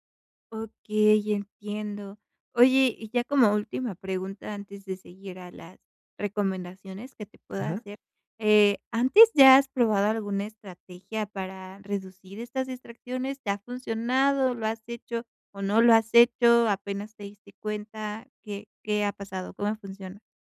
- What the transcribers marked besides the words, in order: none
- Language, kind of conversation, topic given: Spanish, advice, Agotamiento por multitarea y ruido digital